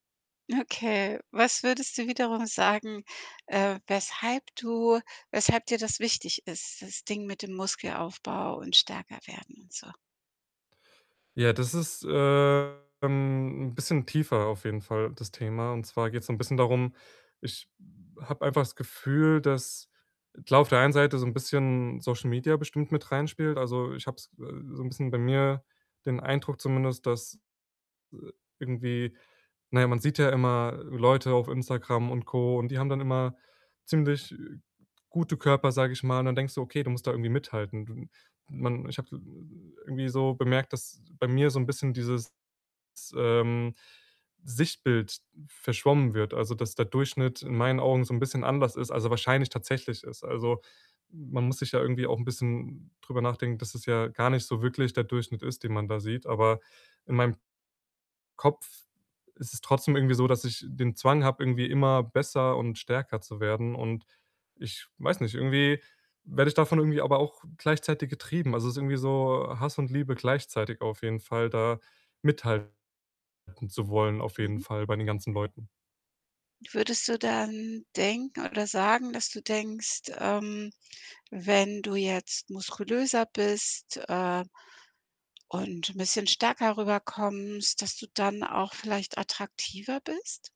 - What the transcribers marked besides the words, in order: distorted speech
- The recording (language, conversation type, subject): German, advice, Wie erlebst du Schuldgefühle nach einem Schummeltag oder nach einem Essen zum Wohlfühlen?